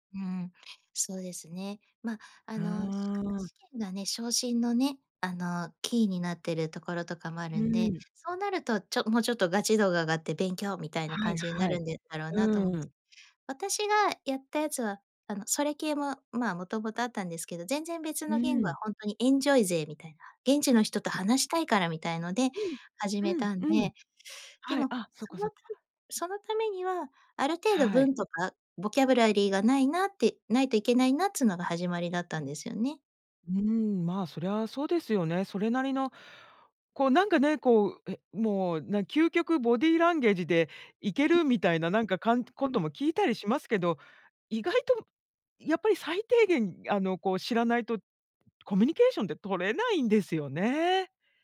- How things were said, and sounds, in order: other background noise; tapping; unintelligible speech
- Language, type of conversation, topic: Japanese, podcast, 勉強習慣をどのように身につけましたか？